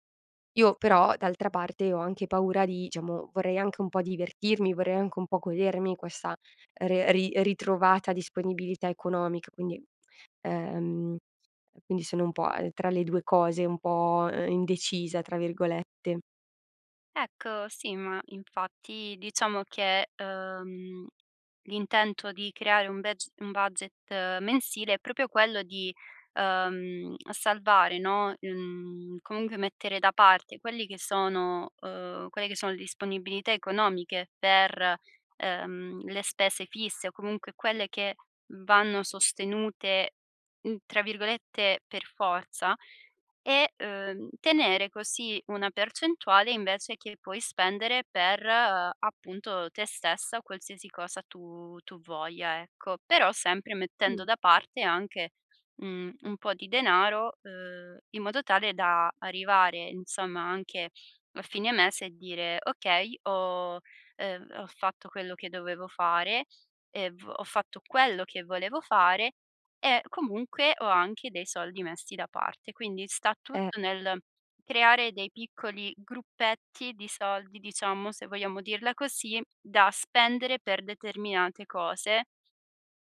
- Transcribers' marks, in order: other background noise; "diciamo" said as "iciamo"; "godermi" said as "codermi"; "proprio" said as "propio"; tapping
- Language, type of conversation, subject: Italian, advice, Come gestire la tentazione di aumentare lo stile di vita dopo un aumento di stipendio?